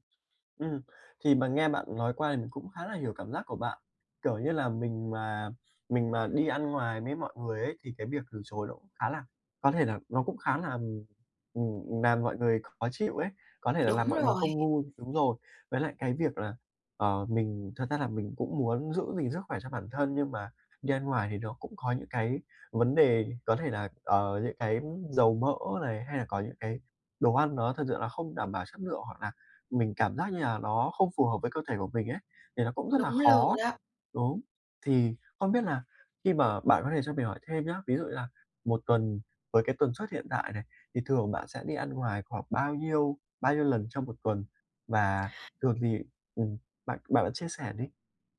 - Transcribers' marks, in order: "làm" said as "nàm"; tapping
- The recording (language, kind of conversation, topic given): Vietnamese, advice, Làm sao để ăn lành mạnh khi đi ăn ngoài mà vẫn tận hưởng bữa ăn?